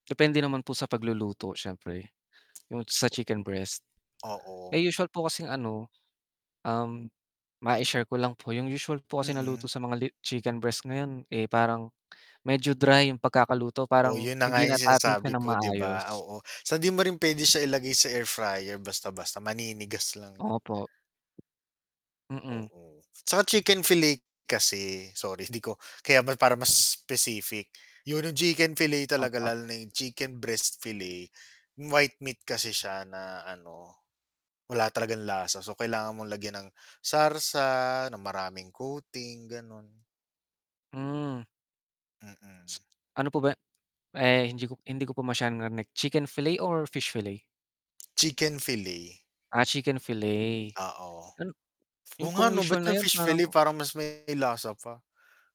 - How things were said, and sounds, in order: lip smack; other noise; static; tapping; other background noise; distorted speech
- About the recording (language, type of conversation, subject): Filipino, unstructured, Ano ang paborito mong lutuing Pilipino, at bakit?